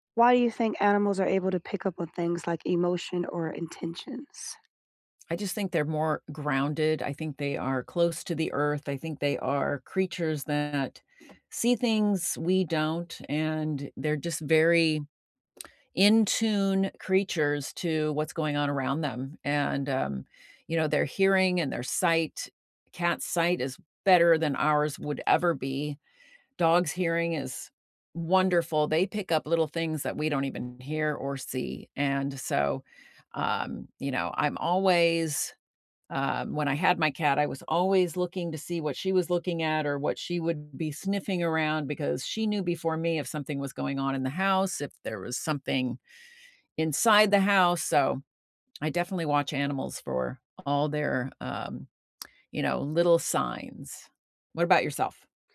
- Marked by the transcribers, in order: other background noise; tsk; tsk
- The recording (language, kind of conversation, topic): English, unstructured, What is the most surprising thing animals can sense about people?